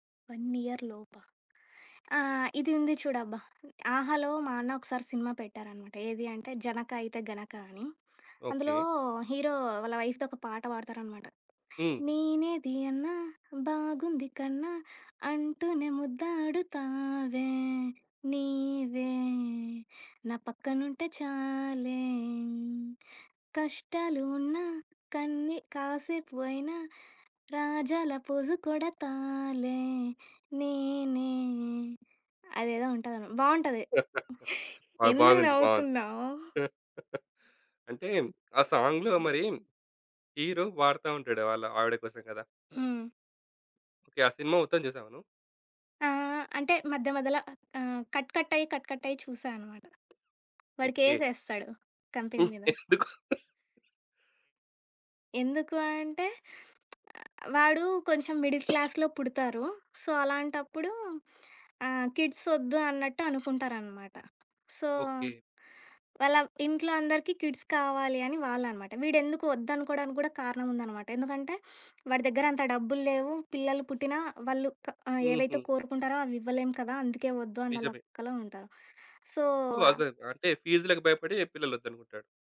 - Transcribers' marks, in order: in English: "వన్ ఇయర్‌లోపా!"; in English: "హీరో"; in English: "వైఫ్‌తో"; singing: "నీనేది అన్న బాగుంది కన్న అంటూనే … ఫోజు కొడతాలే నేనే"; chuckle; in English: "సాంగ్‌లో"; in English: "హీరో"; other background noise; in English: "యాహ్!"; in English: "కట్ కట్"; in English: "కట్ కట్"; tapping; in English: "కంపెనీ"; cough; lip smack; in English: "మిడిల్ క్లాస్‍లో"; cough; in another language: "సో"; in English: "కిడ్స్"; in English: "సో"; in English: "కిడ్స్"; sniff; in English: "సో"
- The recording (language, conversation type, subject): Telugu, podcast, ఏ పాటలు మీ మనస్థితిని వెంటనే మార్చేస్తాయి?